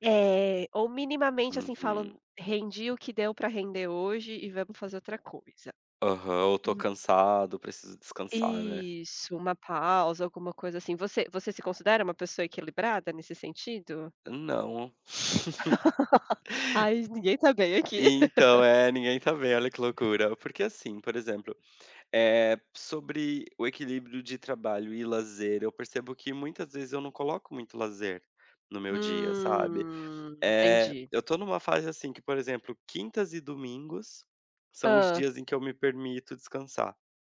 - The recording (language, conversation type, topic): Portuguese, unstructured, Como você equilibra trabalho e lazer no seu dia?
- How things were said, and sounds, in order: throat clearing; laugh; other background noise; laugh; laugh